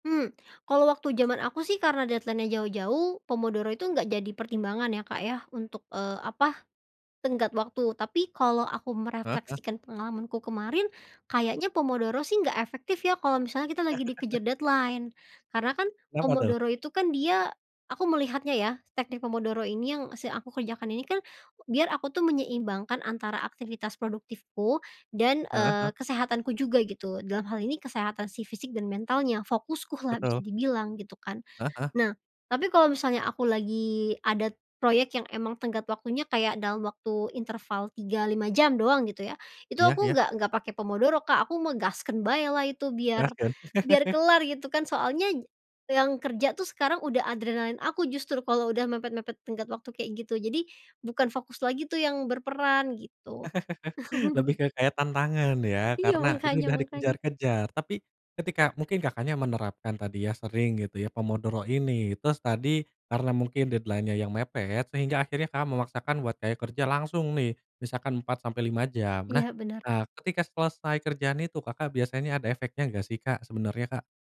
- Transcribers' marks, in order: in English: "deadline-nya"; chuckle; in English: "deadline"; in Sundanese: "gaskeun baelah"; in Sundanese: "Gaskeun"; chuckle; chuckle; in English: "deadline-nya"
- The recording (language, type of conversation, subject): Indonesian, podcast, Apakah kamu suka menggunakan pengatur waktu fokus seperti metode Pomodoro, dan mengapa?